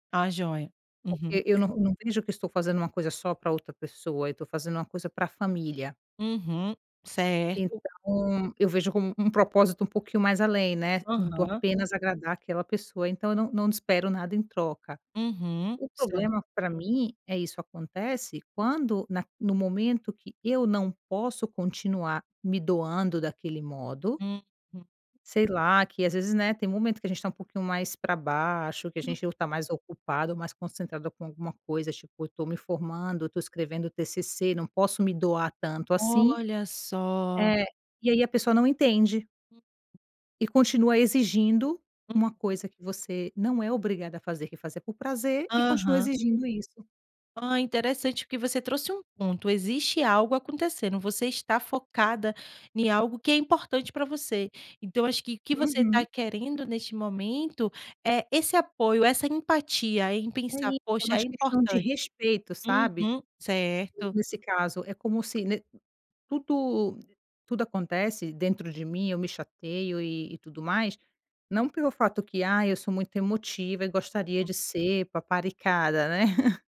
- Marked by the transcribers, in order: tapping; unintelligible speech; laugh
- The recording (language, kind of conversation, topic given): Portuguese, podcast, Como lidar quando o apoio esperado não aparece?